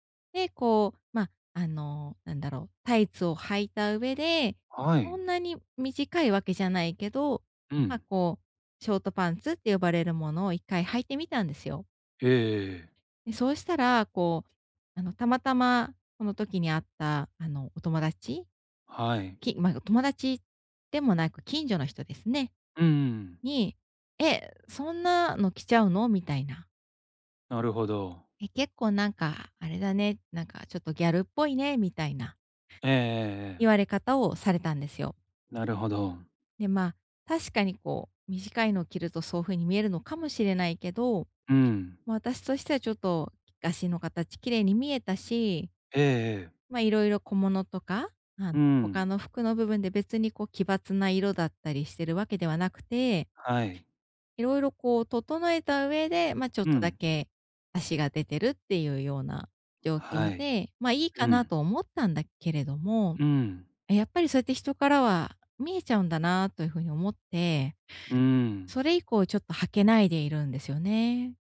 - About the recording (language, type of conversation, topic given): Japanese, advice, 他人の目を気にせず服を選ぶにはどうすればよいですか？
- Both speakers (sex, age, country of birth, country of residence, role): female, 35-39, Japan, Japan, user; male, 45-49, Japan, Japan, advisor
- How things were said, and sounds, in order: other background noise